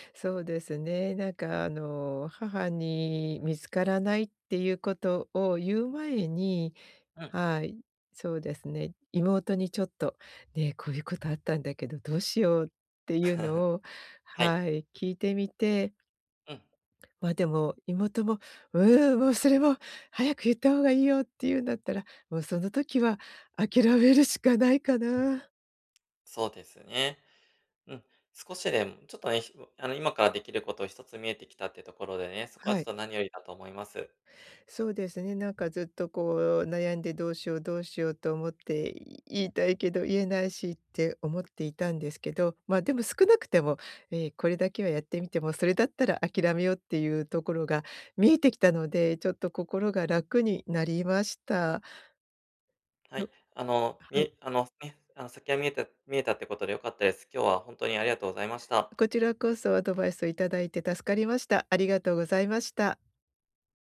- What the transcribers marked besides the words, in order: chuckle
- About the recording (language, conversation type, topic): Japanese, advice, ミスを認めて関係を修復するためには、どのような手順で信頼を回復すればよいですか？